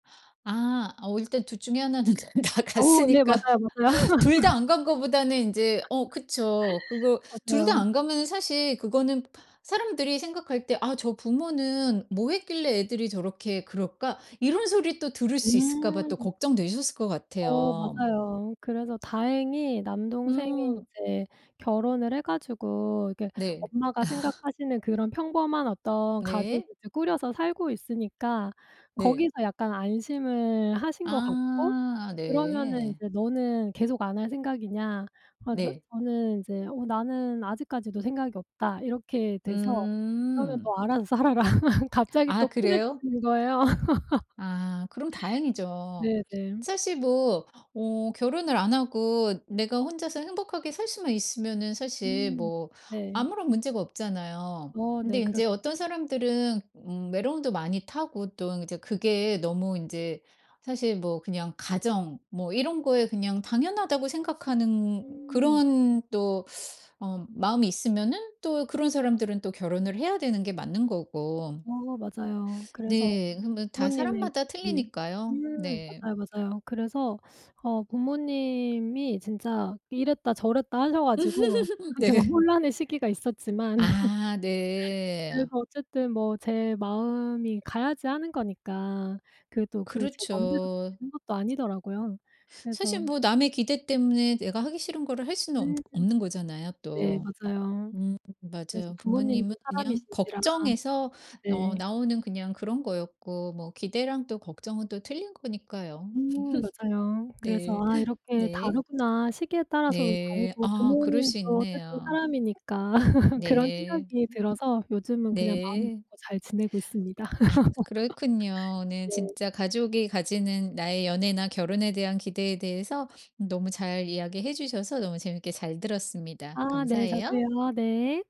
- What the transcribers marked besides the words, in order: laughing while speaking: "다 갔으니까"; laugh; other background noise; laugh; laugh; laughing while speaking: "살아라"; laugh; laugh; tapping; teeth sucking; teeth sucking; laugh; laughing while speaking: "네"; laugh; teeth sucking; laugh; laugh; laugh
- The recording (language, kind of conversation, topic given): Korean, podcast, 결혼이나 연애에 대해 가족이 가진 기대는 어땠어요?